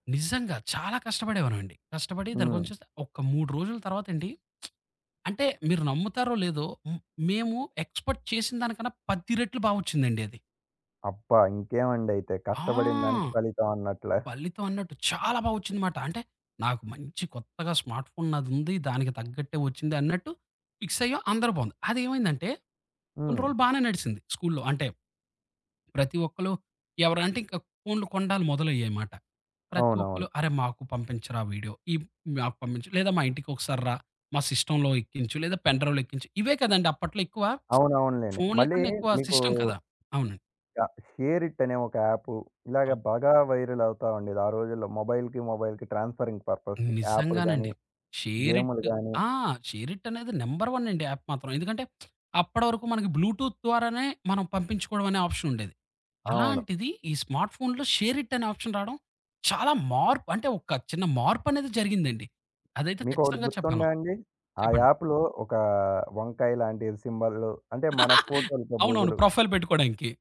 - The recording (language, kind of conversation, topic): Telugu, podcast, మీ తొలి స్మార్ట్‌ఫోన్ మీ జీవితాన్ని ఎలా మార్చింది?
- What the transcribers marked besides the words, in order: lip smack; in English: "ఎక్స్‌పెక్ట్"; in English: "స్మార్ట్"; in English: "సిస్టమ్‌లో"; in English: "పెన్‌డ్రైవ్‌లో"; lip smack; in English: "సిస్టమ్"; in English: "షేర్ ఇట్"; in English: "వైరల్"; in English: "మొబైల్‌కి, మొబైల్‌కి ట్రాన్స్ఫరింగ్ పర్పస్‌కి"; in English: "షేర్ ఇట్"; in English: "షేర్ ఇట్"; in English: "నంబర్ వన్"; in English: "యాప్"; lip smack; in English: "బ్లూటూత్"; in English: "ఆప్షన్"; tapping; in English: "స్మార్ట్"; in English: "షేర్ ఇట్"; in English: "ఆప్షన్"; in English: "యాప్‌లో"; laugh; in English: "ప్రొఫైల్"